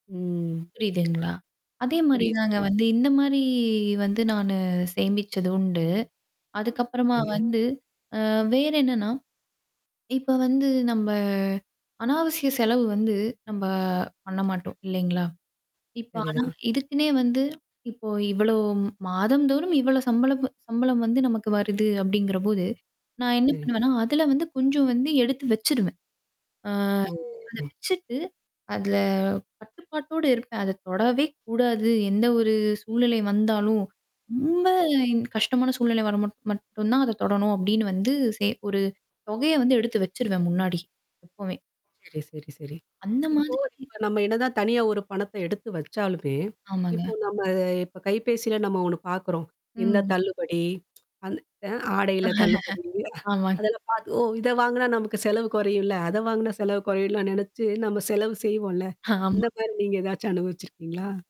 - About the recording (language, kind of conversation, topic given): Tamil, podcast, செலவை குறைத்துக்கொண்டே நன்றாகத் தோற்றமளிக்க உங்களிடம் என்னென்ன யுக்திகள் உள்ளன?
- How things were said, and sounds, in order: static; drawn out: "ம்"; distorted speech; drawn out: "இந்தமாரி"; drawn out: "நானு"; unintelligible speech; unintelligible speech; laugh